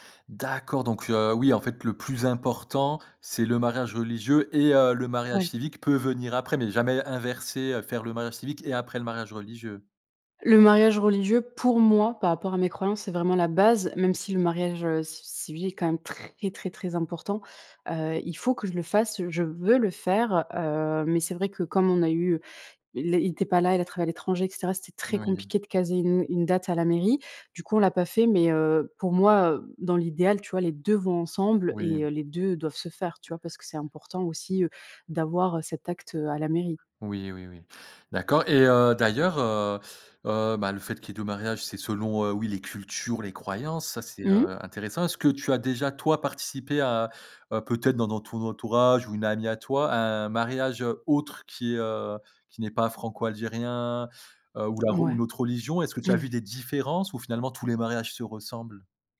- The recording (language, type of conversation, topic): French, podcast, Comment se déroule un mariage chez vous ?
- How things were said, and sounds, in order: stressed: "pour moi"; stressed: "base"; stressed: "veux"; other background noise; stressed: "deux"; stressed: "autre"; chuckle